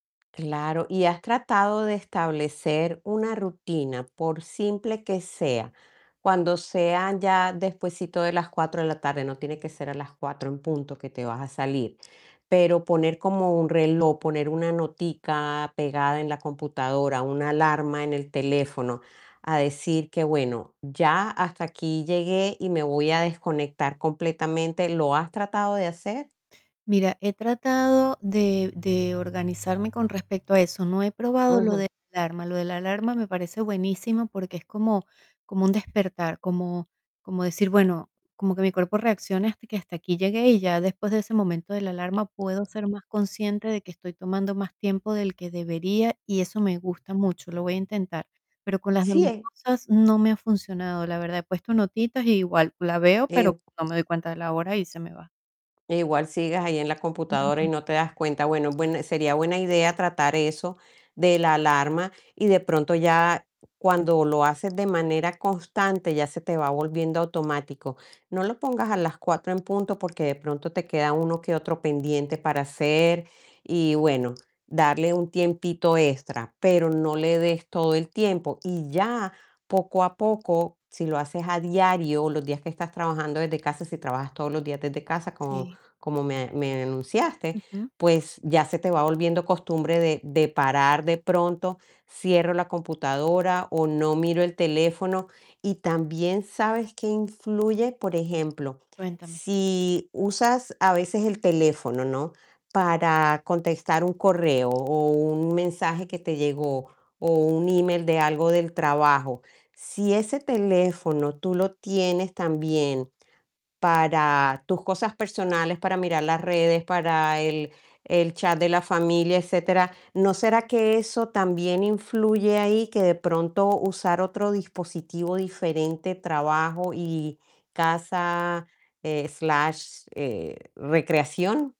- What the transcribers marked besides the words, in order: tapping; static; mechanical hum; distorted speech; other background noise; in English: "slash"
- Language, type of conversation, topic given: Spanish, advice, ¿Qué te dificulta desconectar del trabajo al final del día?